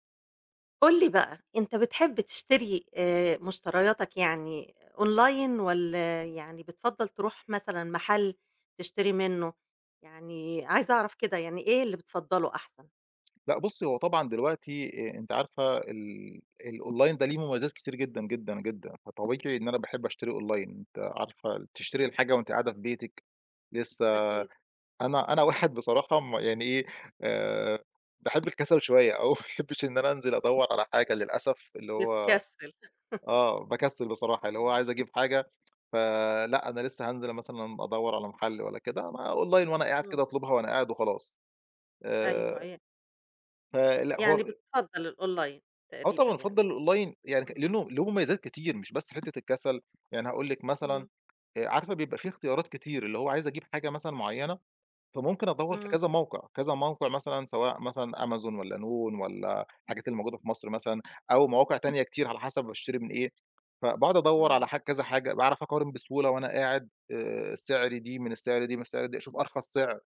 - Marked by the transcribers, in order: in English: "Online"; in English: "الonline"; tapping; in English: "online"; laughing while speaking: "واحد"; laughing while speaking: "ما باحبّش"; laugh; tsk; in English: "online"; in English: "الOnline"; in English: "Online"
- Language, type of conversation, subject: Arabic, podcast, بتحب تشتري أونلاين ولا تفضل تروح المحل، وليه؟